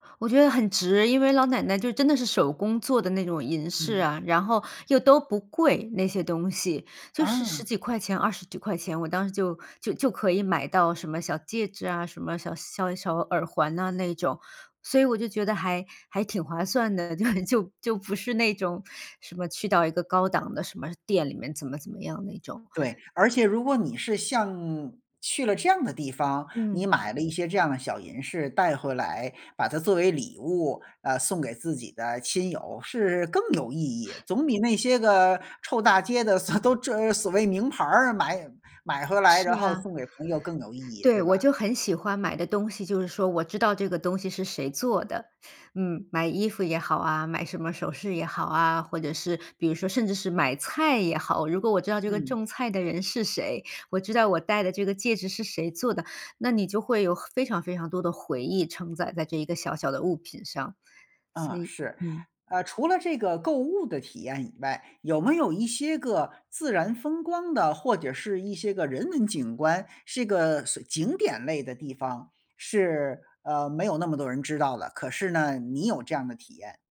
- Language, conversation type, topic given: Chinese, podcast, 你是如何找到有趣的冷门景点的？
- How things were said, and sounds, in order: laughing while speaking: "就"; laughing while speaking: "所"; other background noise